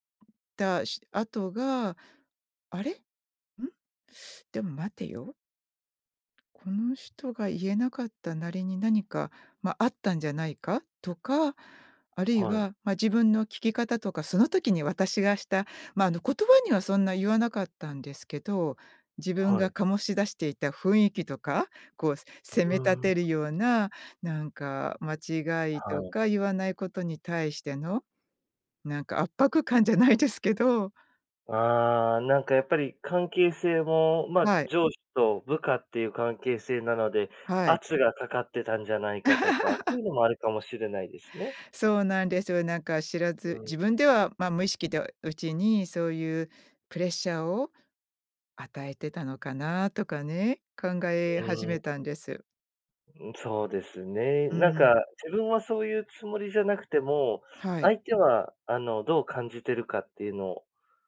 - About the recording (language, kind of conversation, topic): Japanese, podcast, 相手の立場を理解するために、普段どんなことをしていますか？
- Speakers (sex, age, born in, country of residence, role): female, 55-59, Japan, United States, guest; male, 30-34, Japan, Japan, host
- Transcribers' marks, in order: laugh; unintelligible speech